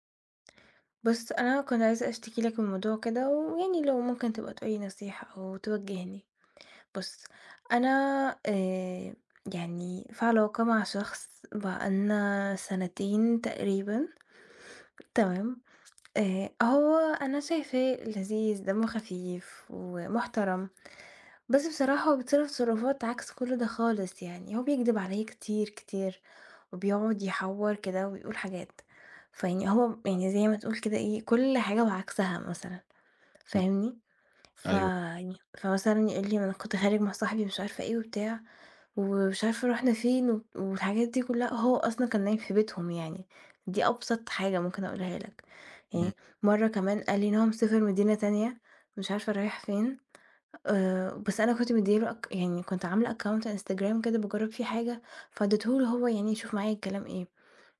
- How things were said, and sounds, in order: tapping; in English: "account"
- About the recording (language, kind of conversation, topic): Arabic, advice, إزاي أقرر أسيب ولا أكمل في علاقة بتأذيني؟